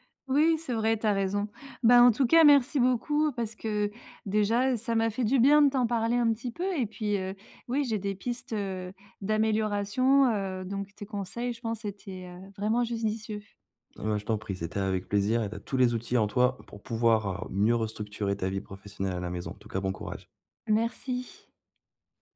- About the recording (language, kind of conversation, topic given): French, advice, Comment puis-je mieux séparer mon travail de ma vie personnelle ?
- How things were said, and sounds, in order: "judicieux" said as "jusdicieux"